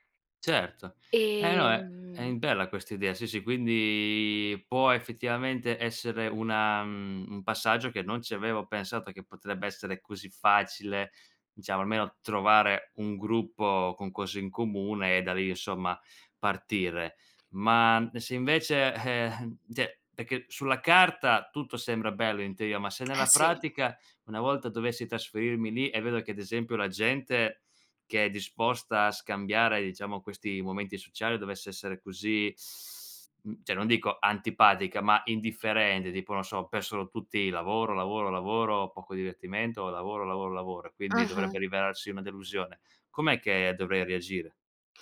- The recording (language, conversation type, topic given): Italian, advice, Come posso affrontare la solitudine e il senso di isolamento dopo essermi trasferito in una nuova città?
- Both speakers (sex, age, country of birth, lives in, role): female, 20-24, Italy, Italy, advisor; male, 25-29, Italy, Italy, user
- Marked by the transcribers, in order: other background noise; "cioè" said as "ceh"; "perché" said as "pecché"; "cioè" said as "ceh"; "indifferente" said as "indifferende"